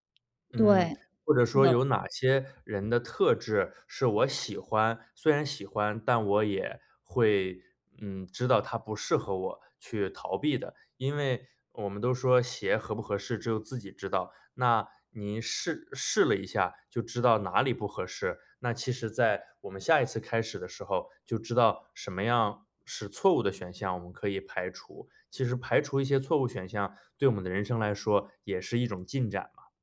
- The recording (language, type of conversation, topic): Chinese, advice, 我需要多久才能修复自己并准备好开始新的恋情？
- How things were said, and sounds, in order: none